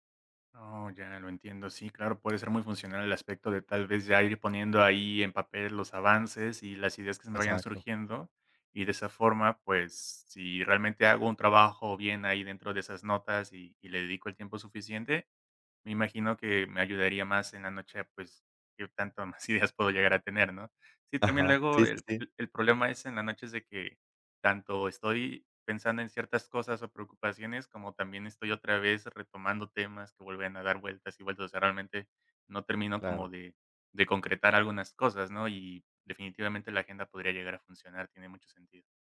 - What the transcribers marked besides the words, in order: none
- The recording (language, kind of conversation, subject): Spanish, advice, ¿Cómo describirías tu insomnio ocasional por estrés o por pensamientos que no paran?